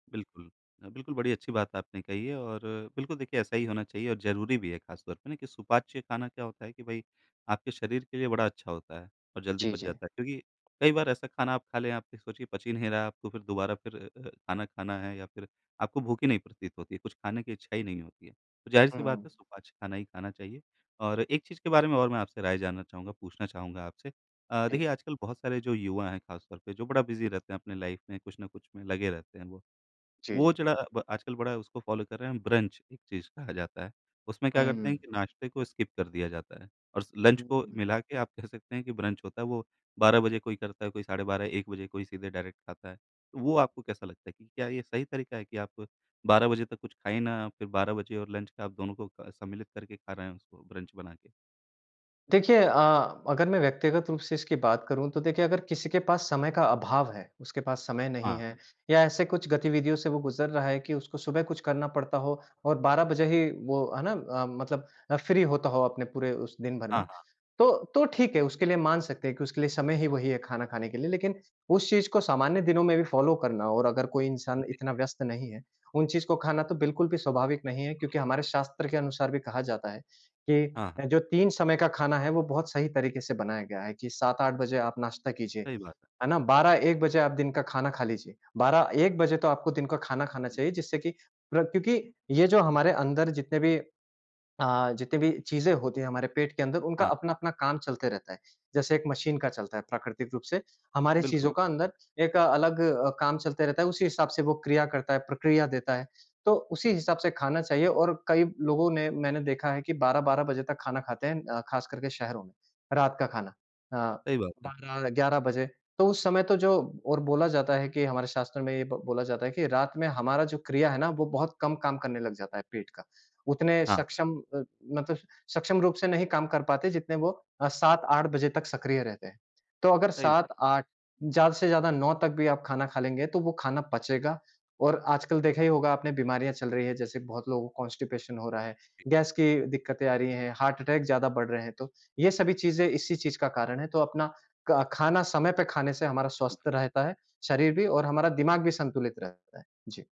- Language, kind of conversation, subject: Hindi, podcast, आप नाश्ता कैसे चुनते हैं और क्यों?
- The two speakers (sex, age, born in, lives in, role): male, 30-34, India, India, guest; male, 35-39, India, India, host
- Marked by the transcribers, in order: in English: "बिज़ी"; in English: "लाइफ़"; in English: "फ़ॉलो"; in English: "ब्रंच"; in English: "स्किप"; in English: "लंच"; in English: "ब्रंच"; in English: "डायरेक्ट"; in English: "लंच"; in English: "ब्रंच"; in English: "फ्री"; in English: "फ़ॉलो"; other background noise; in English: "कॉन्स्टिपेशन"; in English: "हार्ट अटैक"